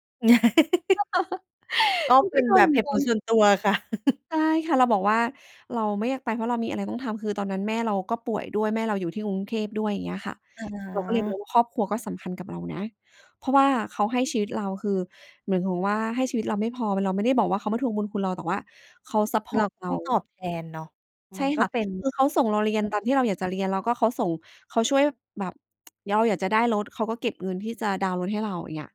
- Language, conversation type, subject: Thai, podcast, คุณมีวิธีหาความสมดุลระหว่างงานกับครอบครัวอย่างไร?
- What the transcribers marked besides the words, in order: chuckle; chuckle; tsk